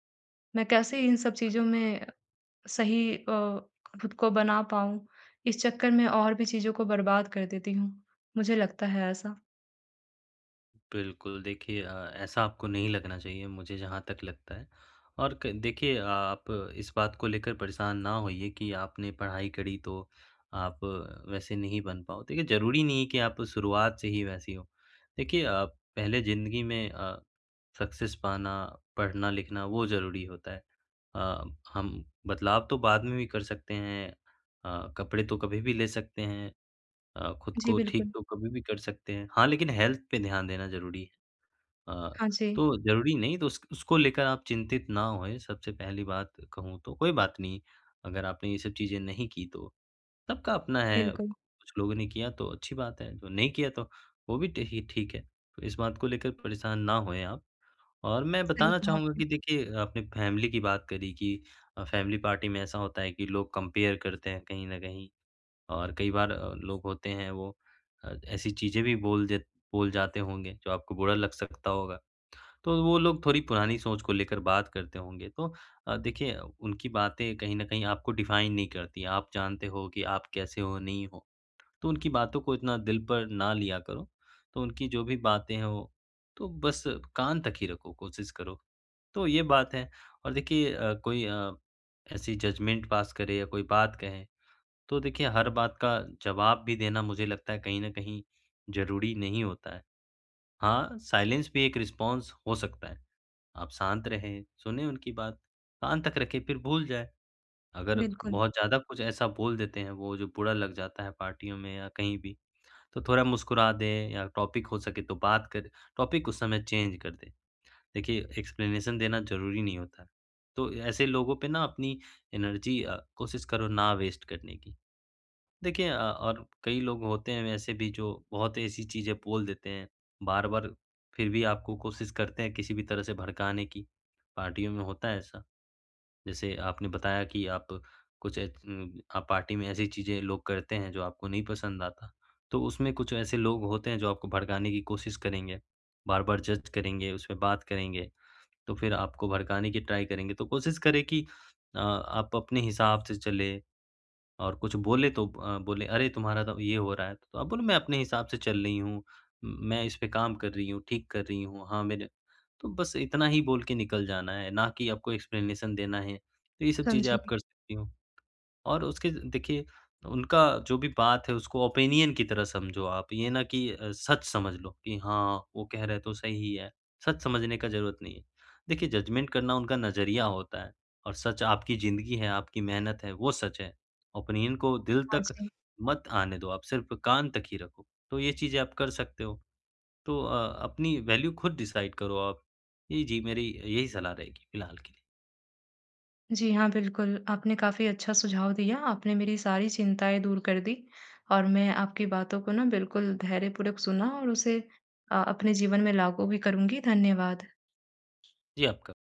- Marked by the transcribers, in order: unintelligible speech; in English: "सक्सेस"; in English: "हेल्थ"; in English: "फैमिली"; in English: "फैमिली"; in English: "कंपेयर"; in English: "डिफाइन"; in English: "जजमेंट पास"; in English: "साइलेंस"; in English: "रिस्पॉन्स"; in English: "टॉपिक"; in English: "टॉपिक"; in English: "चेंज"; in English: "एक्सप्लेनेशन"; in English: "एनर्जी"; in English: "वेस्ट"; in English: "जज"; in English: "ट्राई"; in English: "एक्सप्लेनेशन"; in English: "ओपिनियन"; in English: "जजमेंट"; in English: "ओपिनियन"; in English: "वैल्यू"; in English: "डिसाइड"
- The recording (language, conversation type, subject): Hindi, advice, पार्टी में सामाजिक दबाव और असहजता से कैसे निपटूँ?